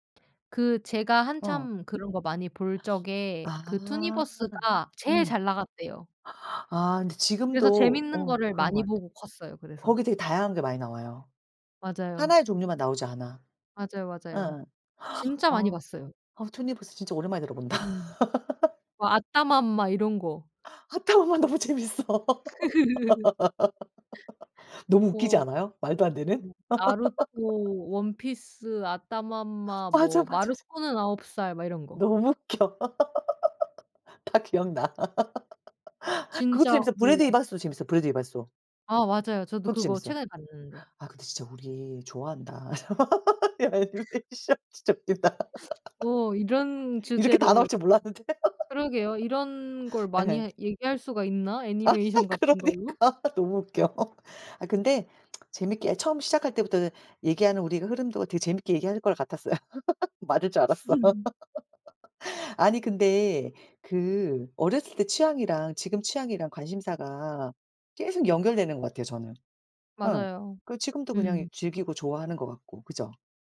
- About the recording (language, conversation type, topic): Korean, unstructured, 어렸을 때 가장 좋아했던 만화나 애니메이션은 무엇인가요?
- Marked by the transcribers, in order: gasp; laughing while speaking: "들어본다"; laugh; laughing while speaking: "아따맘마 너무 재밌어"; laugh; laugh; laugh; laughing while speaking: "다 기억나"; laugh; other background noise; laugh; laughing while speaking: "야 애니메이션 진짜 웃긴다"; sniff; laugh; laughing while speaking: "몰랐는데"; laugh; laughing while speaking: "아하 그러니까"; laugh; tsk; laugh